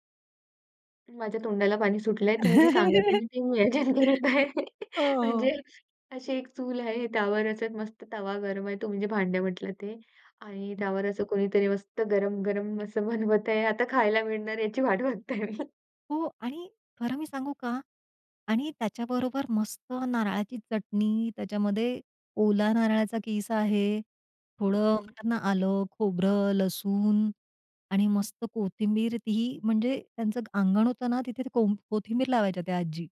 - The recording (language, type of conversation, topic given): Marathi, podcast, लहानपणीची आठवण जागवणारे कोणते खाद्यपदार्थ तुम्हाला लगेच आठवतात?
- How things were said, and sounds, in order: laugh; laughing while speaking: "हो, हो"; laughing while speaking: "ते मी विचार करत आहे"; chuckle; unintelligible speech; laughing while speaking: "आता खायला मिळणार याची वाट बघते मी"